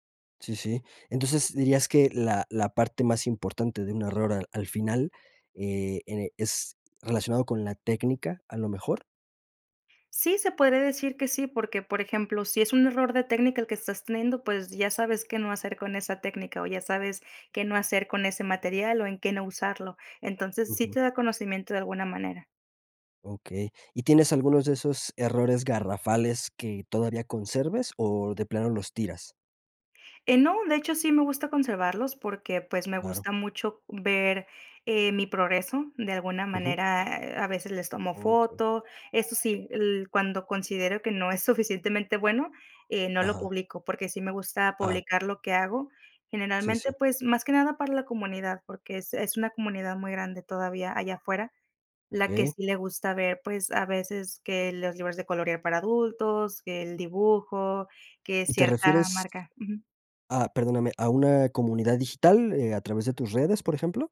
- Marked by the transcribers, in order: siren
- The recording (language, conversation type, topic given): Spanish, podcast, ¿Qué papel juega el error en tu proceso creativo?